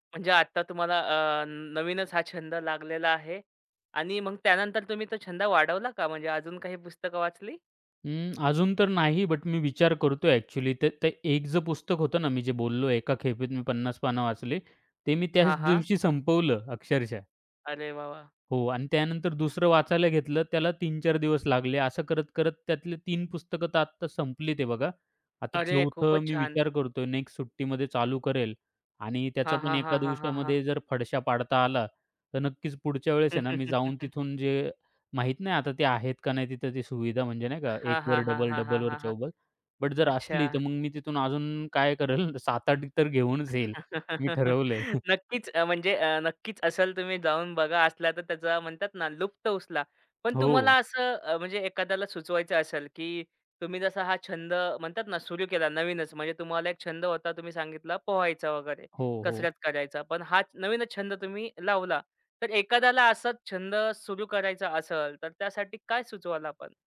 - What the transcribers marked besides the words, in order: chuckle; chuckle; other background noise; chuckle; tapping
- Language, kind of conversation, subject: Marathi, podcast, एखादा छंद तुम्ही कसा सुरू केला, ते सांगाल का?